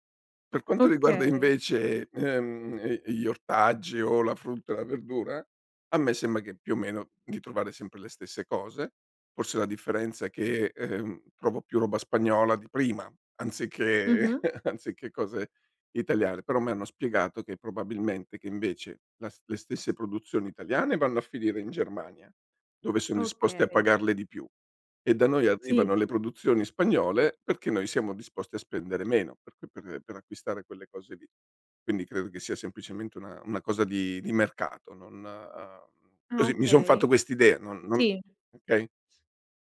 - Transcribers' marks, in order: chuckle
- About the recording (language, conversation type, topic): Italian, podcast, In che modo i cambiamenti climatici stanno modificando l’andamento delle stagioni?